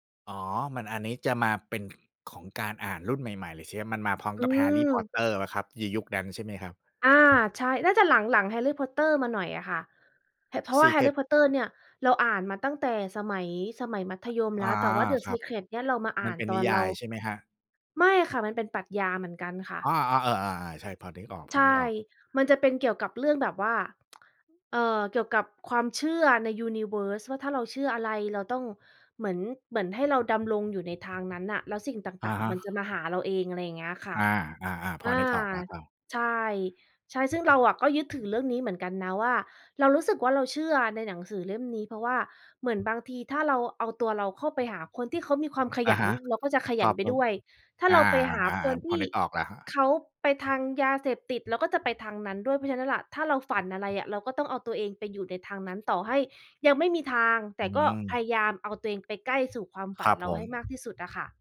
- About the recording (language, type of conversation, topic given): Thai, unstructured, การอ่านหนังสือเปลี่ยนแปลงตัวคุณอย่างไรบ้าง?
- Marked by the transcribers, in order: tapping; in English: "Secret"; other background noise; tsk; in English: "universe"